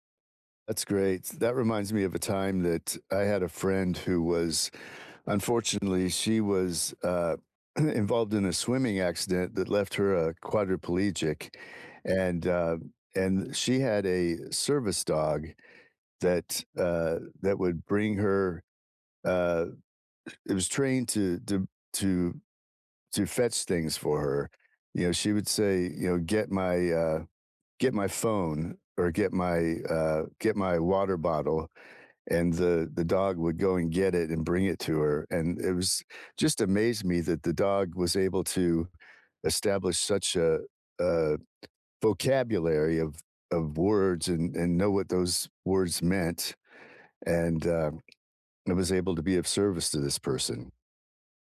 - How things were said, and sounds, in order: tapping
- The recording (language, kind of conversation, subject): English, unstructured, What makes pets such good companions?